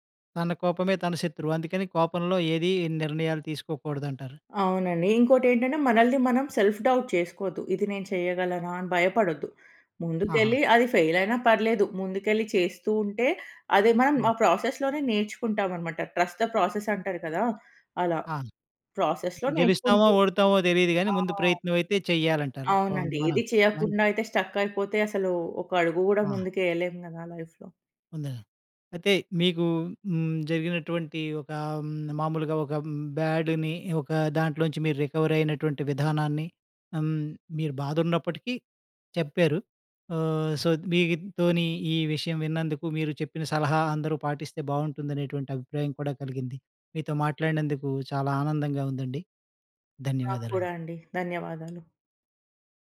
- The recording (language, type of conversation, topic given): Telugu, podcast, మీ కోలుకునే ప్రయాణంలోని అనుభవాన్ని ఇతరులకు కూడా ఉపయోగపడేలా వివరించగలరా?
- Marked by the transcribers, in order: in English: "సెల్ఫ్ డౌట్"; in English: "ఫెయిల్"; in English: "ట్రస్ట్ ద ప్రాసెస్"; in English: "ప్రాసెస్‌లో"; other background noise; in English: "స్ట్రక్"; in English: "బ్యాడ్‌ని"; in English: "రికవరీ"; in English: "సో"; tapping